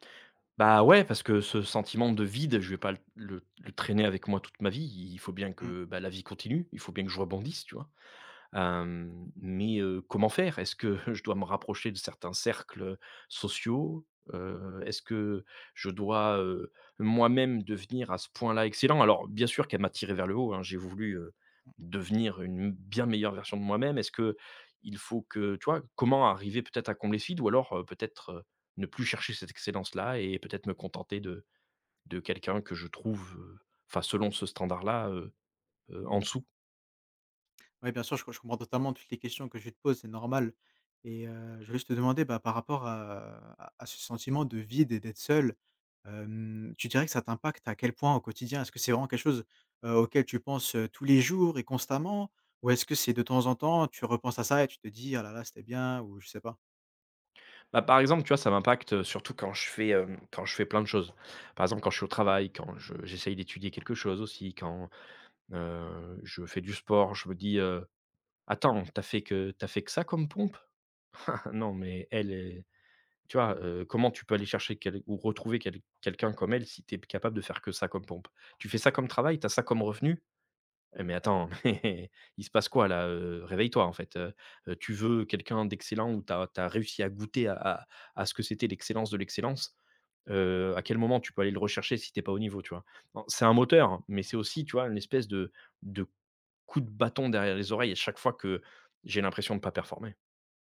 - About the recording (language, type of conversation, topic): French, advice, Comment as-tu vécu la solitude et le vide après la séparation ?
- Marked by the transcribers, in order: other background noise; chuckle; chuckle